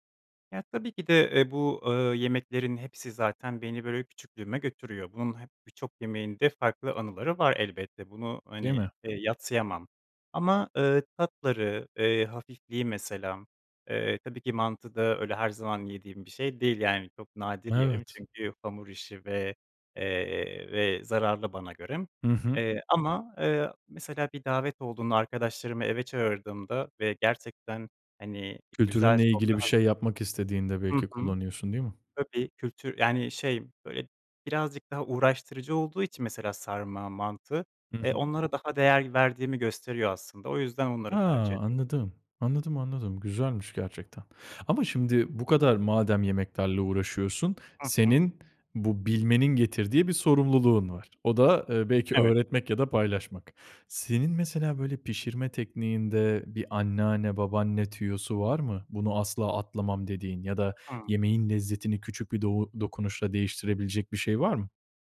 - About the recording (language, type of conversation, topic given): Turkish, podcast, Mutfakta en çok hangi yemekleri yapmayı seviyorsun?
- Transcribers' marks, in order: other background noise